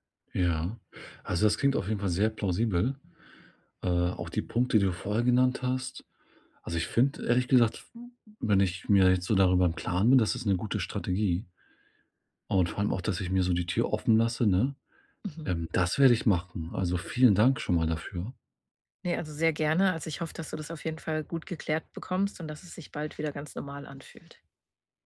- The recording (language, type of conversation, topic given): German, advice, Wie gehst du mit Scham nach einem Fehler bei der Arbeit um?
- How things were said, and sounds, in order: tapping; other background noise